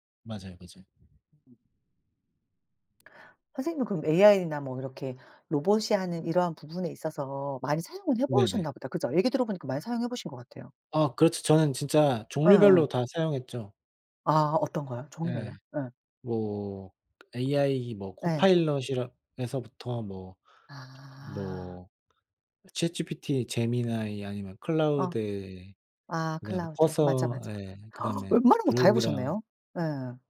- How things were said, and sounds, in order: other background noise; tapping; gasp
- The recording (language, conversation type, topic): Korean, unstructured, 로봇이 사람의 일을 대신하는 것에 대해 어떻게 생각하시나요?